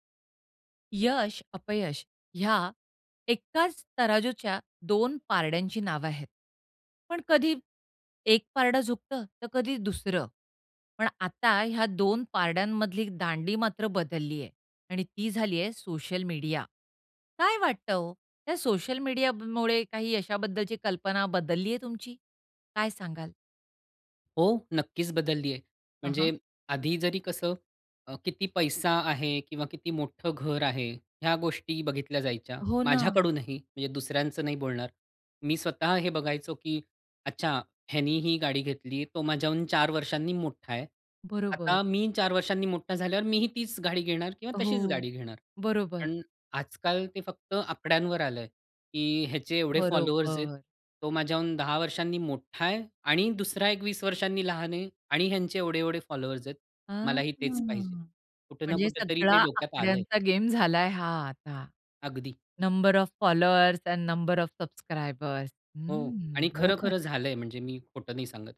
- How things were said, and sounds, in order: other background noise; in English: "फॉलोवर्स"; in English: "फॉलोवर्स"; in English: "नंबर ऑफ फॉलोवर्स एंड नंबर ऑफ सबस्क्रायबर्स"
- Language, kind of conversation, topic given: Marathi, podcast, सोशल मीडियामुळे यशाबद्दल तुमची कल्पना बदलली का?